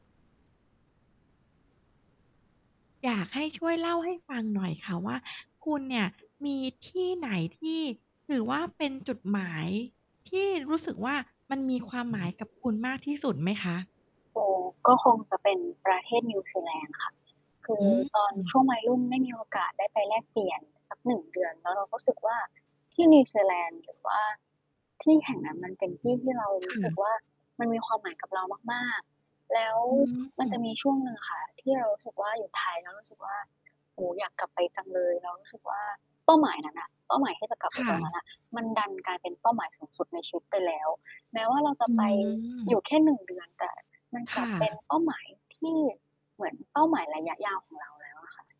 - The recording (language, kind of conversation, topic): Thai, podcast, สถานที่ไหนเป็นจุดหมายที่มีความหมายกับคุณมากที่สุด?
- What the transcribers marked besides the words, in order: static; tapping; other background noise; distorted speech